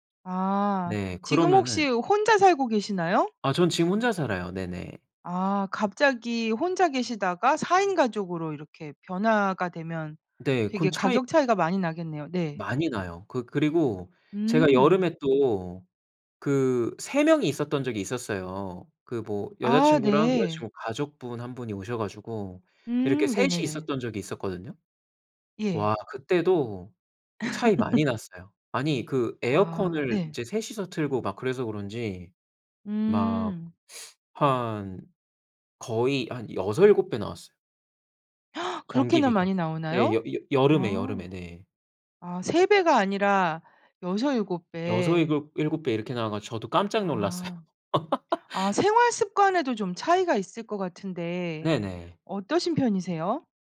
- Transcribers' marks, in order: laugh; gasp; laughing while speaking: "놀랐어요"; laugh
- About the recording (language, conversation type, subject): Korean, podcast, 생활비를 절약하는 습관에는 어떤 것들이 있나요?